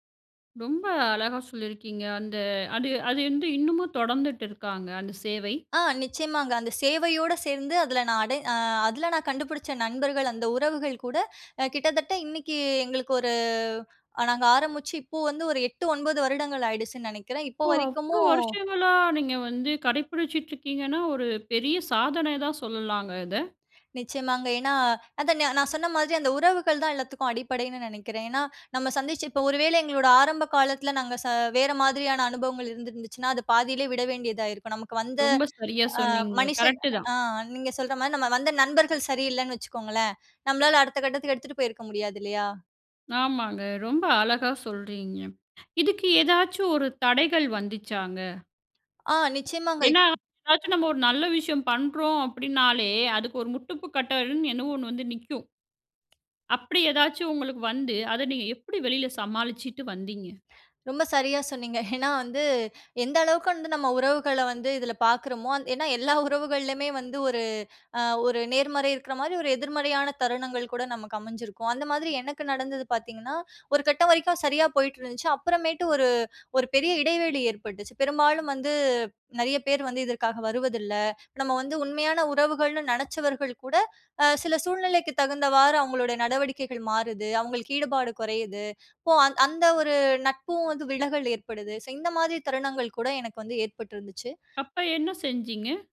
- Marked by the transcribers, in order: other background noise; other noise; background speech
- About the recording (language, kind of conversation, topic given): Tamil, podcast, புதிய இடத்தில் உண்மையான உறவுகளை எப்படிச் தொடங்கினீர்கள்?